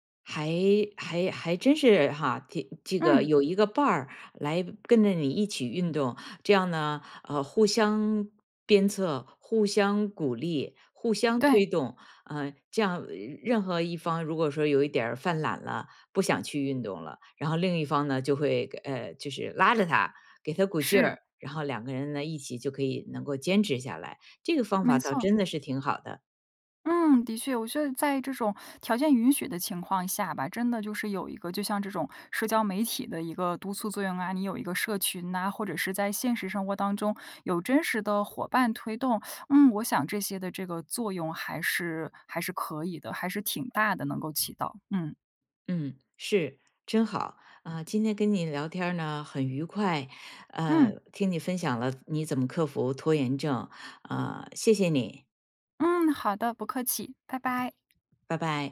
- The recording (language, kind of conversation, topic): Chinese, podcast, 学习时如何克服拖延症？
- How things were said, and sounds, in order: none